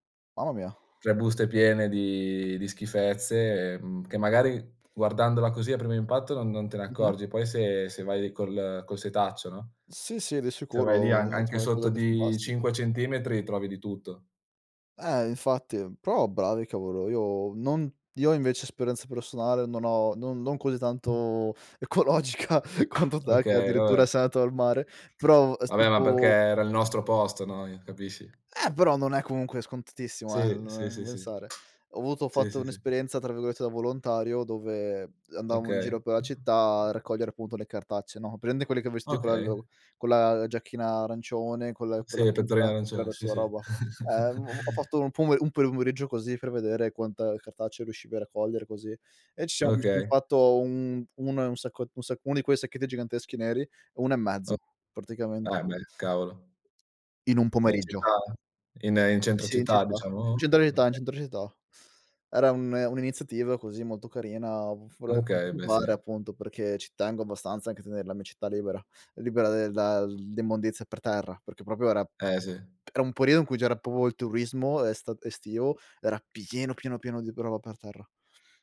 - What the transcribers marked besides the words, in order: other background noise; unintelligible speech; tapping; laughing while speaking: "ecologica quanto te"; unintelligible speech; chuckle; "pomeriggio" said as "peumeriggio"; sniff; background speech; "Okay" said as "oka"; "volevo" said as "folevo"; unintelligible speech; "proprio" said as "popo"
- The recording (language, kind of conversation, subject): Italian, unstructured, Quali piccoli gesti quotidiani possiamo fare per proteggere la natura?
- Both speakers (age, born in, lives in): 20-24, Italy, Italy; 25-29, Italy, Italy